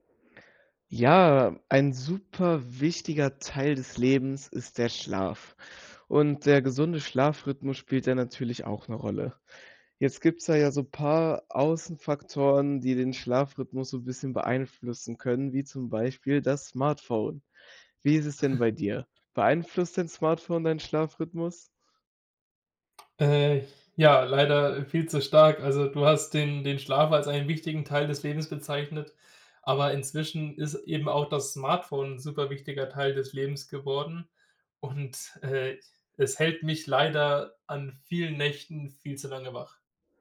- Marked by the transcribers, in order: chuckle
- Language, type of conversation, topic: German, podcast, Beeinflusst dein Smartphone deinen Schlafrhythmus?